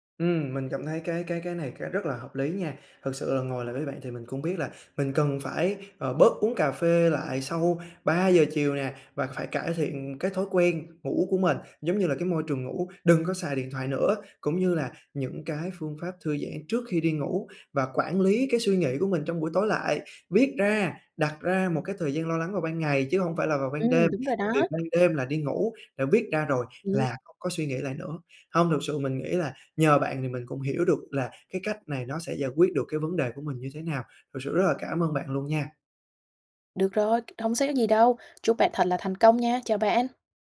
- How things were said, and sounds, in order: other background noise; tapping
- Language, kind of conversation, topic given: Vietnamese, advice, Tôi bị mất ngủ, khó ngủ vào ban đêm vì suy nghĩ không ngừng, tôi nên làm gì?